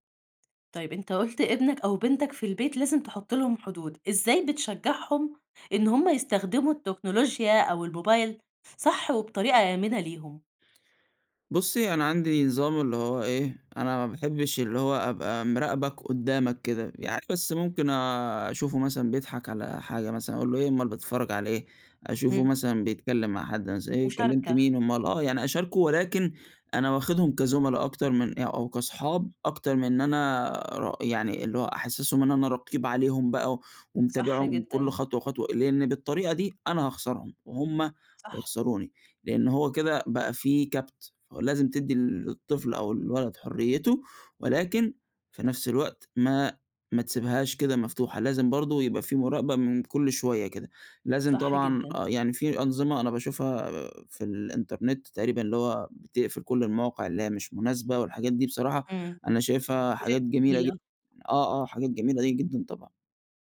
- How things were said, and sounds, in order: tapping; unintelligible speech
- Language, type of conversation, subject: Arabic, podcast, إزاي بتحدد حدود لاستخدام التكنولوجيا مع أسرتك؟